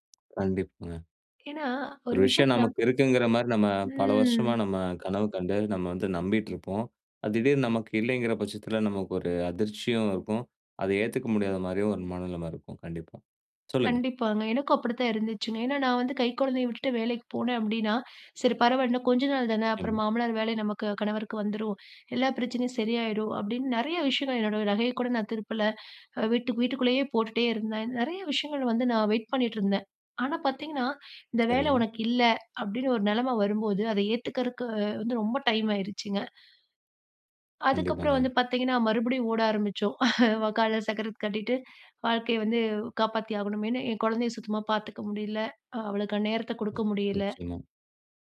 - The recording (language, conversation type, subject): Tamil, podcast, உங்கள் வாழ்க்கையை மாற்றிய ஒரு தருணம் எது?
- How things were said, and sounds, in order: drawn out: "ம்"; laugh